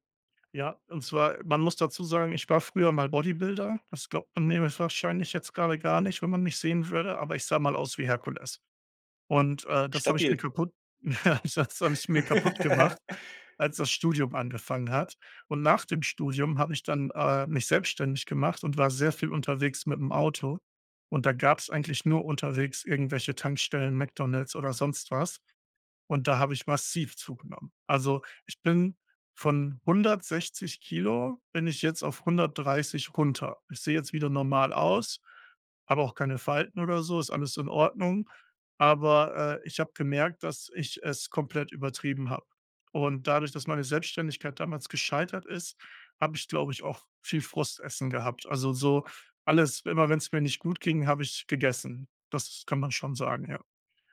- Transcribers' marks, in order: other background noise; laugh; laughing while speaking: "das habe ich mir"; stressed: "massiv"
- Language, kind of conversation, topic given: German, advice, Wie würdest du deine Essgewohnheiten beschreiben, wenn du unregelmäßig isst und häufig zu viel oder zu wenig Nahrung zu dir nimmst?